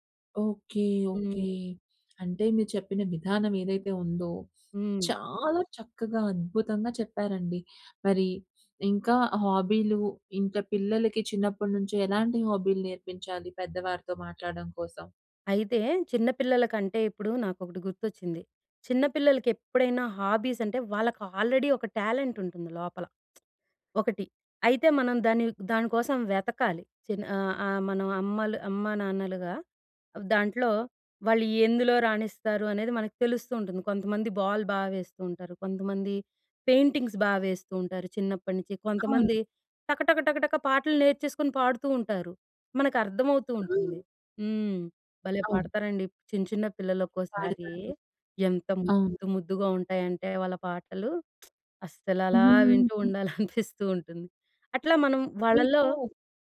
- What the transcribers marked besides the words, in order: in English: "హాబీస్"; in English: "ఆల్రెడీ"; in English: "టాలెంట్"; lip smack; in English: "బాల్"; in English: "పెయింటింగ్స్"; lip smack; laughing while speaking: "ఉండాలని అనిపిస్తూ ఉంటుంది"; other background noise
- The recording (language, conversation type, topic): Telugu, podcast, పని, వ్యక్తిగత జీవితం రెండింటిని సమతుల్యం చేసుకుంటూ మీ హాబీకి సమయం ఎలా దొరకబెట్టుకుంటారు?